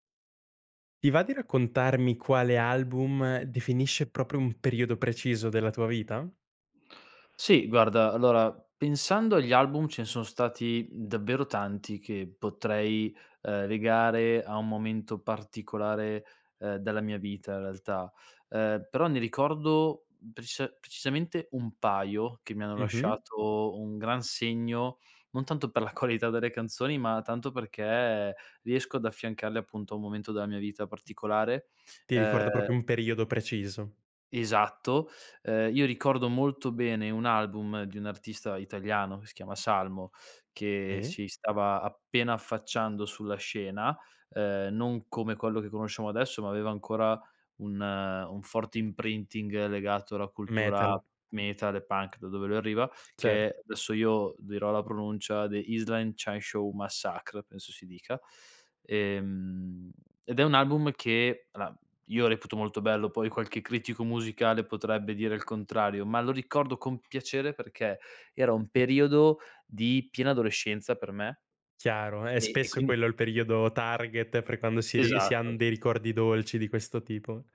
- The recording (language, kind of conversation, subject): Italian, podcast, Quale album definisce un periodo della tua vita?
- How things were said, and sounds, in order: other background noise; "proprio" said as "propio"; in English: "imprinting"; "adesso" said as "desso"